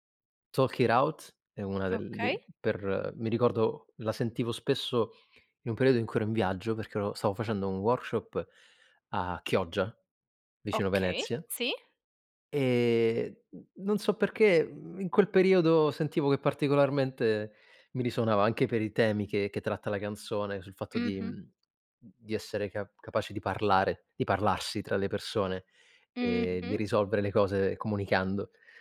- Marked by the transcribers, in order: drawn out: "e"
- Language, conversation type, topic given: Italian, podcast, Ci sono canzoni che associ sempre a ricordi specifici?